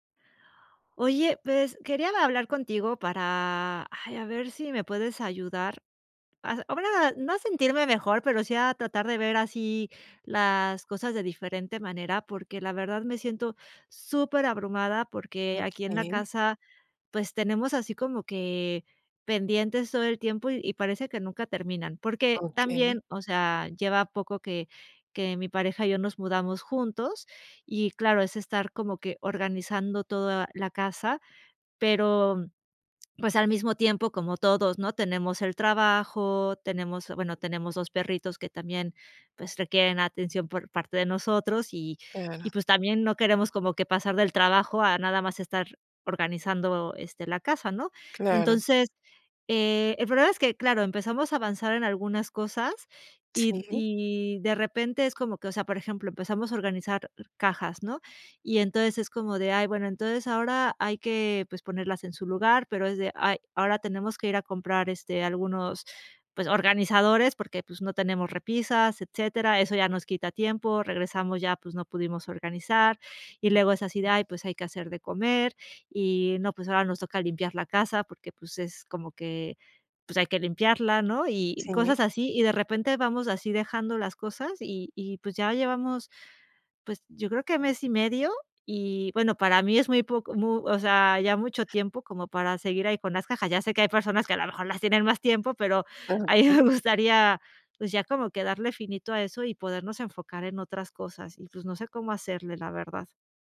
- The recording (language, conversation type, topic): Spanish, advice, ¿Cómo puedo dejar de sentirme abrumado por tareas pendientes que nunca termino?
- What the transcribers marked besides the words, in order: unintelligible speech; other background noise; laughing while speaking: "a mi me"